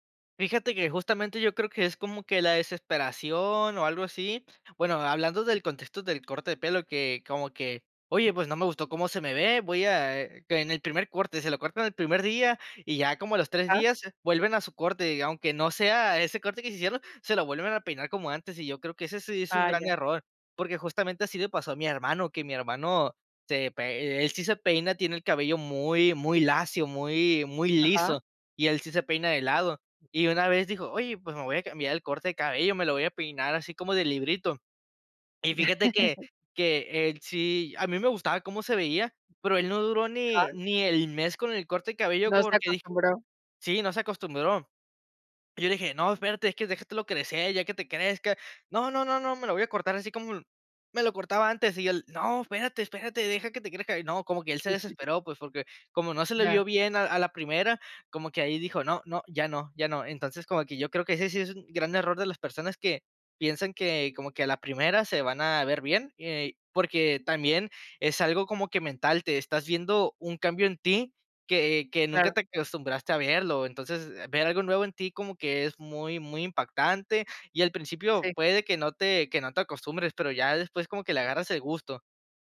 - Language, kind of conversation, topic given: Spanish, podcast, ¿Qué consejo darías a alguien que quiere cambiar de estilo?
- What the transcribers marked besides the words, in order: chuckle; unintelligible speech; tapping